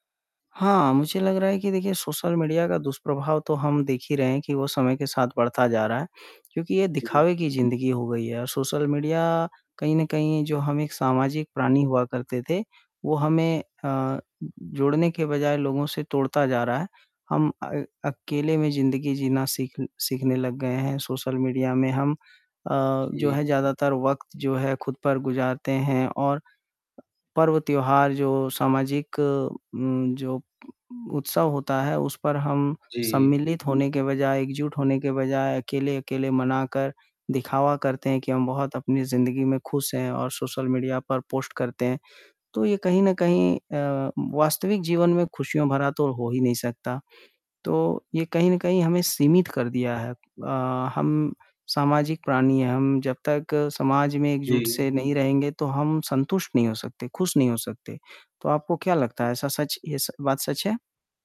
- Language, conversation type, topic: Hindi, unstructured, क्या तकनीक ने आपकी ज़िंदगी को खुशियों से भर दिया है?
- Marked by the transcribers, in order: distorted speech; other background noise; tapping; static